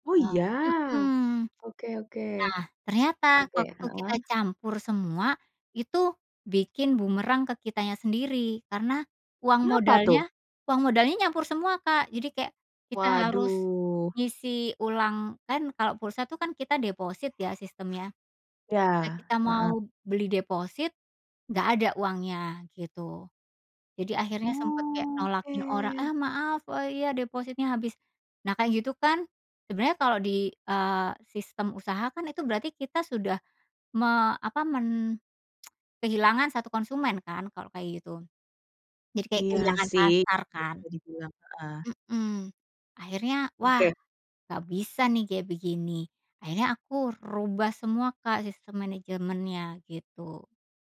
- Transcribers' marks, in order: drawn out: "Waduh"; other background noise; drawn out: "Oke"; tsk; unintelligible speech
- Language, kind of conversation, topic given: Indonesian, podcast, Pernahkah kamu gagal dalam belajar lalu bangkit lagi? Ceritakan pengalamannya.